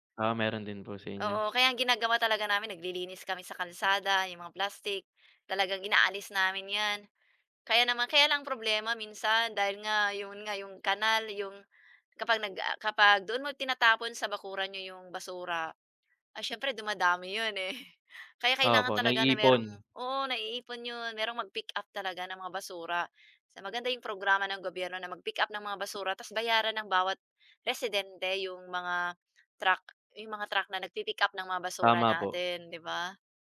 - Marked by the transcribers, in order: laughing while speaking: "eh"; tapping
- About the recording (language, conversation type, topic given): Filipino, unstructured, Ano ang reaksyon mo kapag may nakikita kang nagtatapon ng basura kung saan-saan?